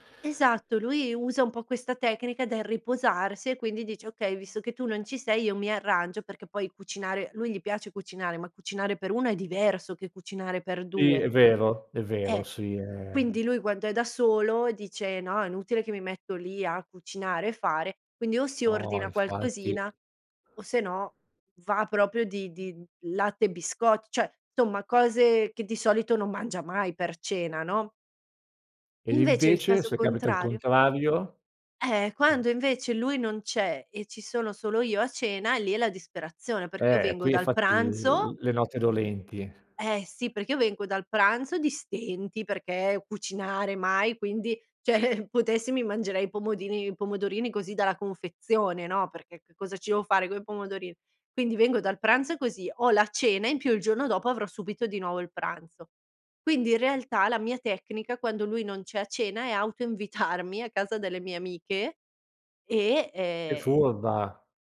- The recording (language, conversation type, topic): Italian, podcast, Come vi organizzate con i pasti durante la settimana?
- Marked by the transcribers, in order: "cioè" said as "ceh"; "insomma" said as "nsomma"; other noise; tapping; "cioè" said as "ceh"; chuckle; other background noise; laughing while speaking: "invitarmi"